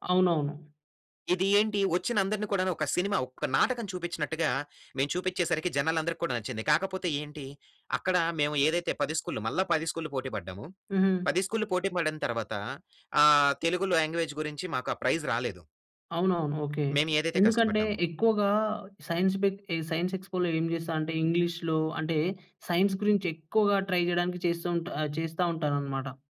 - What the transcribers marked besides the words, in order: in English: "లాంగ్వేజ్"; in English: "ప్రైజ్"; in English: "ఎక్స్‌పోలో"; in English: "ట్రై"
- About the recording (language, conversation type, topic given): Telugu, podcast, మీకు అత్యంత నచ్చిన ప్రాజెక్ట్ గురించి వివరించగలరా?